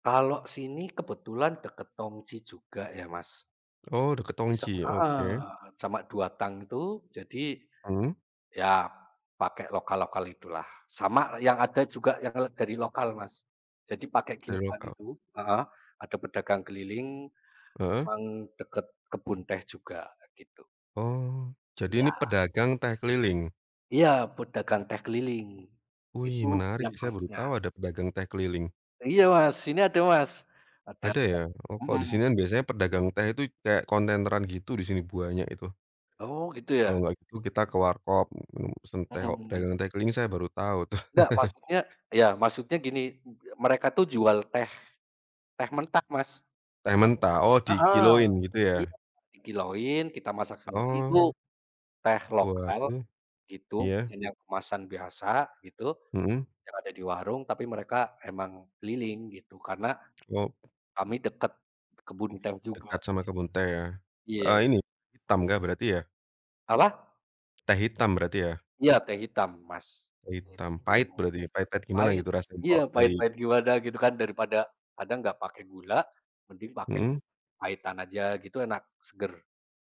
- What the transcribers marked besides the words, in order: tapping; "banyak" said as "buanyak"; chuckle; unintelligible speech; lip smack; tongue click
- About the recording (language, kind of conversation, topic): Indonesian, unstructured, Apa makanan khas dari budaya kamu yang paling kamu sukai?